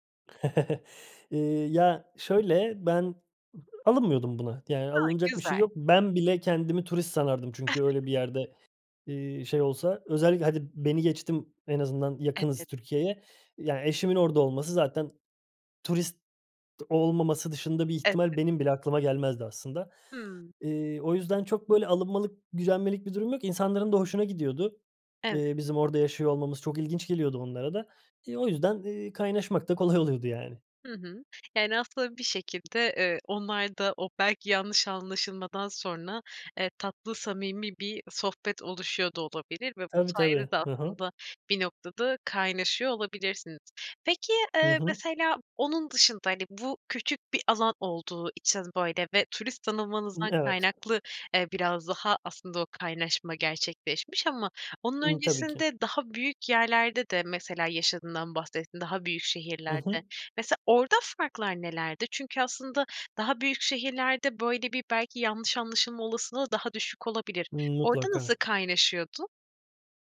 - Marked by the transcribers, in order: chuckle; chuckle; tapping
- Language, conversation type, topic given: Turkish, podcast, Yeni bir semte taşınan biri, yeni komşularıyla ve mahalleyle en iyi nasıl kaynaşır?